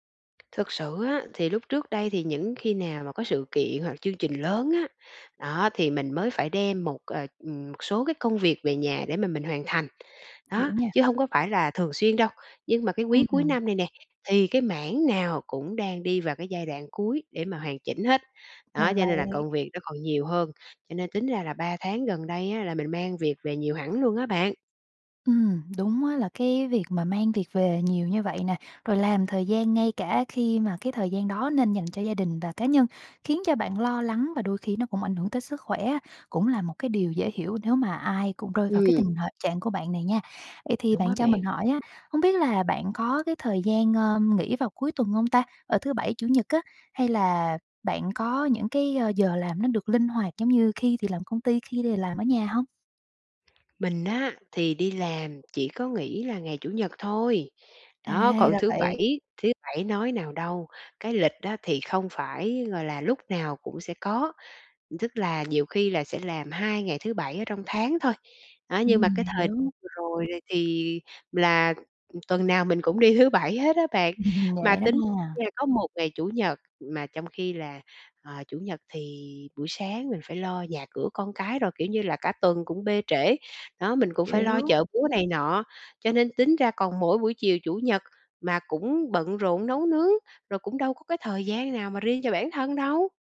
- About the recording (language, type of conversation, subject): Vietnamese, advice, Làm sao để cân bằng thời gian giữa công việc và cuộc sống cá nhân?
- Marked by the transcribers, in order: tapping; other background noise; laughing while speaking: "Ừm"